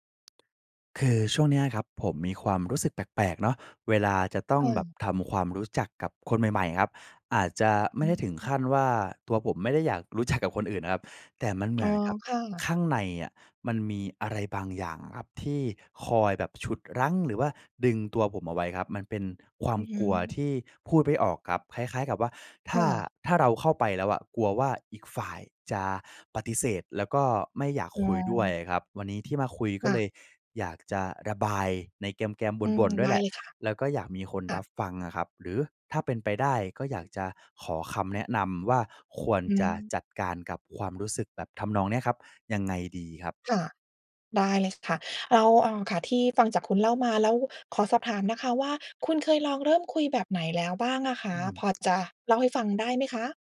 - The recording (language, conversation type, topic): Thai, advice, ฉันควรเริ่มทำความรู้จักคนใหม่อย่างไรเมื่อกลัวถูกปฏิเสธ?
- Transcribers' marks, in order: tapping; laughing while speaking: "รู้จัก"; other background noise